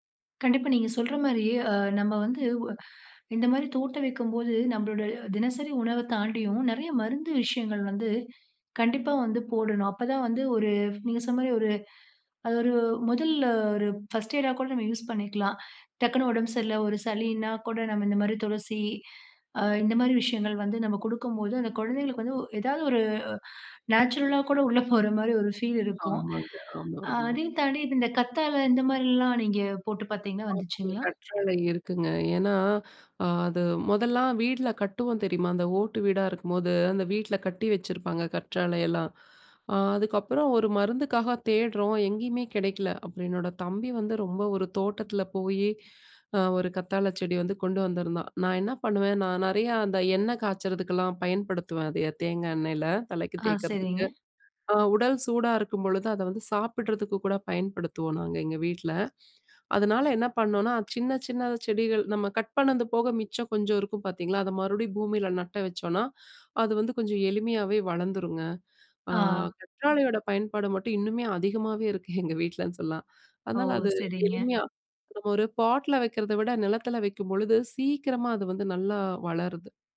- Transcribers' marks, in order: in English: "நேச்சுரலா"; laughing while speaking: "எங்க வீட்டிலனு சொல்லலாம்"; in English: "பாட்ல"
- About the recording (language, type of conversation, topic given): Tamil, podcast, சிறிய உணவுத் தோட்டம் நமது வாழ்க்கையை எப்படிப் மாற்றும்?